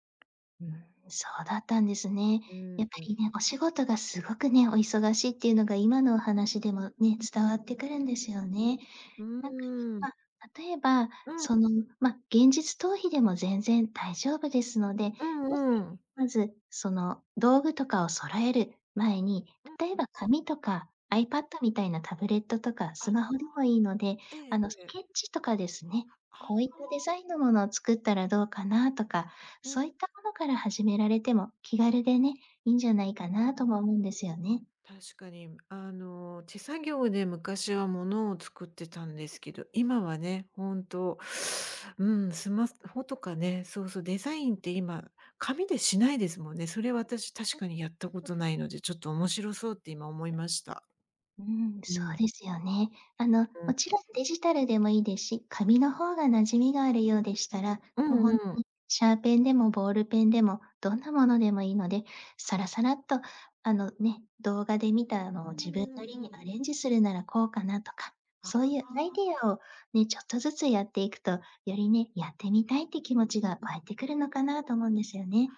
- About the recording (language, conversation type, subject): Japanese, advice, 疲労や気力不足で創造力が枯渇していると感じるのはなぜですか？
- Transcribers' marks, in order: tapping; other background noise; unintelligible speech; teeth sucking; "スマホ" said as "すますうほ"